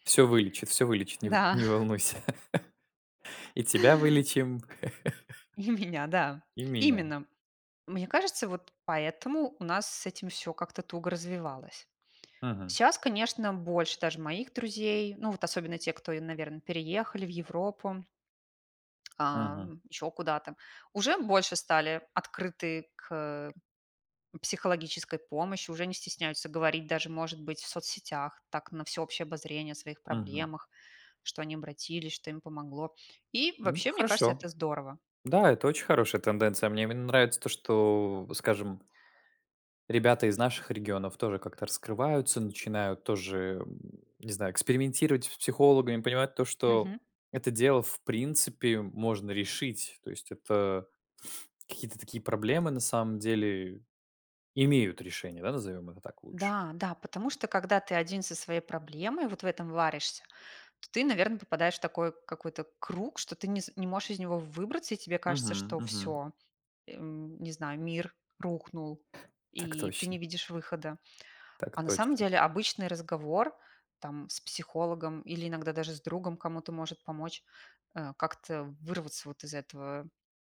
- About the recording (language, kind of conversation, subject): Russian, unstructured, Почему многие люди боятся обращаться к психологам?
- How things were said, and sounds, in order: tapping; laughing while speaking: "Да"; chuckle; chuckle; laughing while speaking: "И у меня"; other background noise; sniff